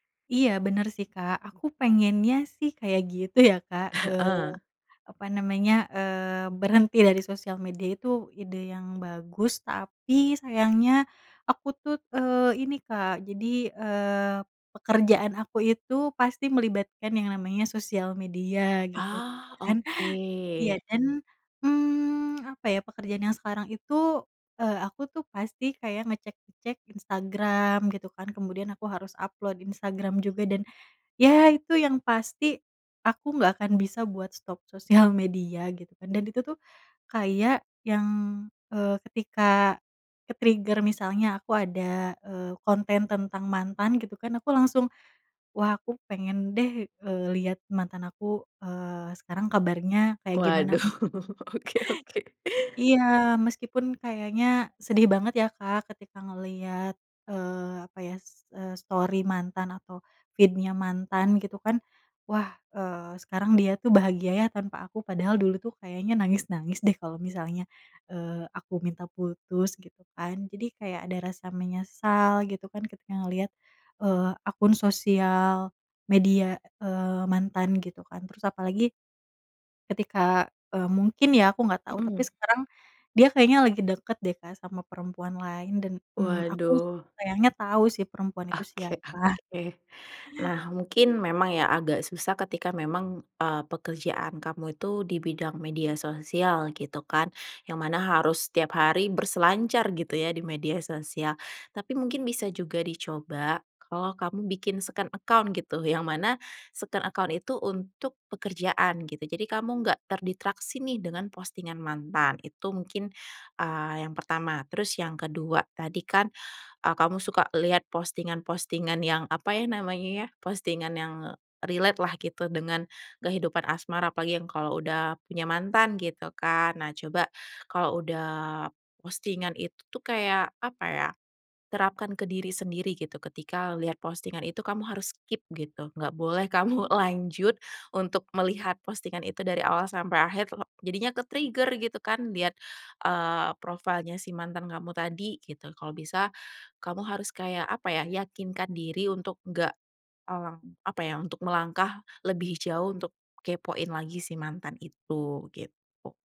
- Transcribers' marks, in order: chuckle; in English: "ke-trigger"; laughing while speaking: "Waduh, oke oke"; other background noise; in English: "story"; in English: "feed-nya"; in English: "second account"; in English: "second account"; "terdistraksi" said as "terditraksi"; in English: "relate"; in English: "keep"; in English: "ke-trigger"; in English: "profile-nya"
- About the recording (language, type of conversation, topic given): Indonesian, advice, Kenapa saya sulit berhenti mengecek akun media sosial mantan?